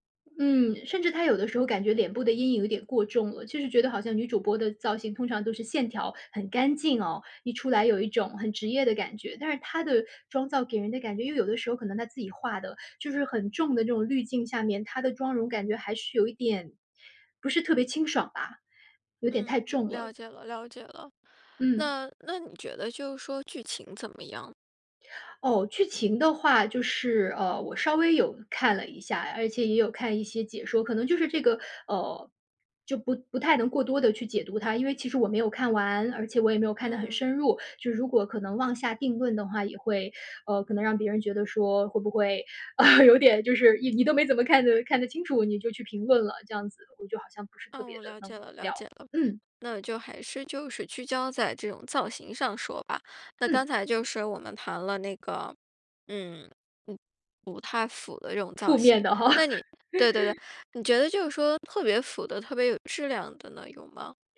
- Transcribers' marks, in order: laugh; other background noise; laughing while speaking: "哈"; laugh
- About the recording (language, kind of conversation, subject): Chinese, podcast, 你对哪部电影或电视剧的造型印象最深刻？